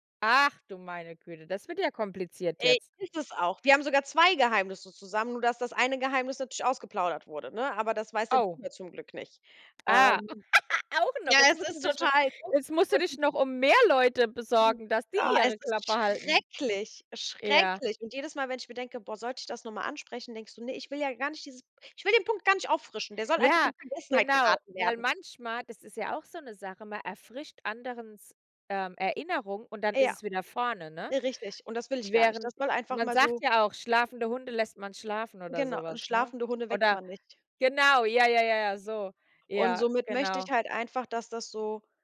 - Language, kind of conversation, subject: German, unstructured, Wie fühlst du dich, wenn Freunde deine Geheimnisse verraten?
- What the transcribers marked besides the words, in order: laugh; other background noise